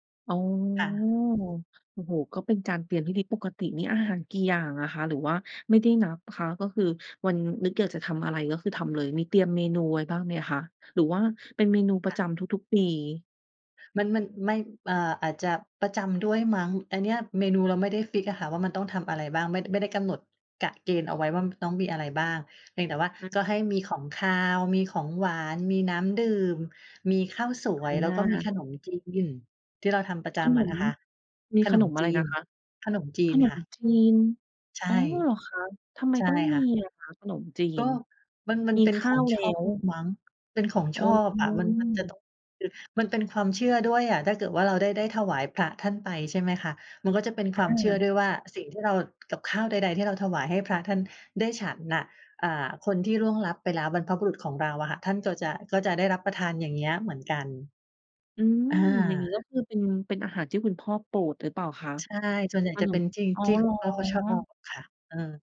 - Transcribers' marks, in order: none
- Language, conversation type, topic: Thai, podcast, คุณเคยทำบุญด้วยการถวายอาหาร หรือร่วมงานบุญที่มีการจัดสำรับอาหารบ้างไหม?